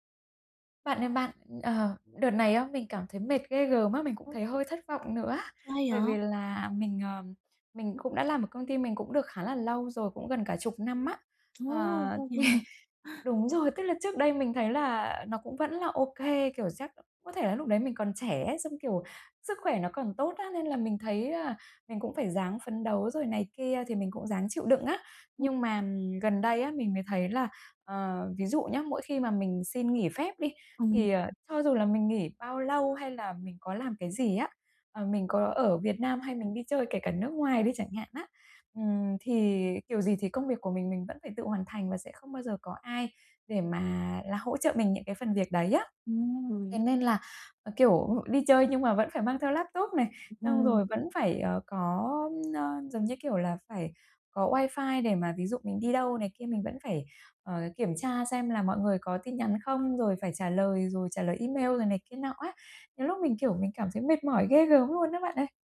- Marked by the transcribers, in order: tapping; chuckle; other background noise
- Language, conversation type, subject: Vietnamese, advice, Làm sao để giữ ranh giới công việc khi nghỉ phép?